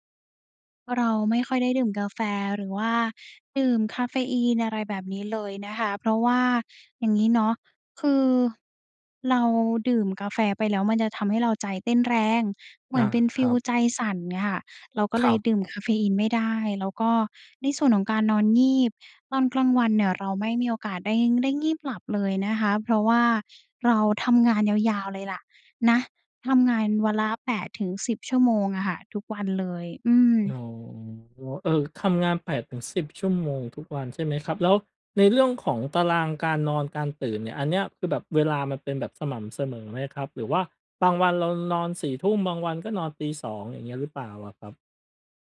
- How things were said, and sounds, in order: none
- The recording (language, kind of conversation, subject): Thai, advice, ทำไมฉันถึงรู้สึกเหนื่อยทั้งวันทั้งที่คิดว่านอนพอแล้ว?